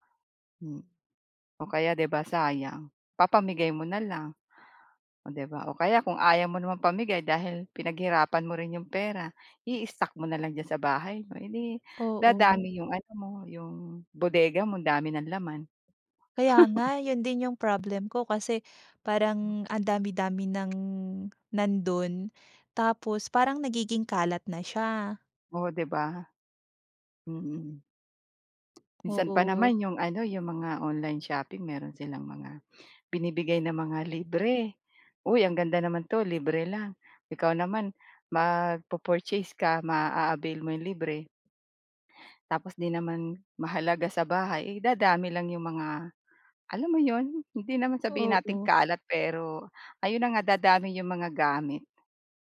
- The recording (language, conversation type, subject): Filipino, advice, Paano ko mababalanse ang kasiyahan ngayon at seguridad sa pera para sa kinabukasan?
- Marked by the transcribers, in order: chuckle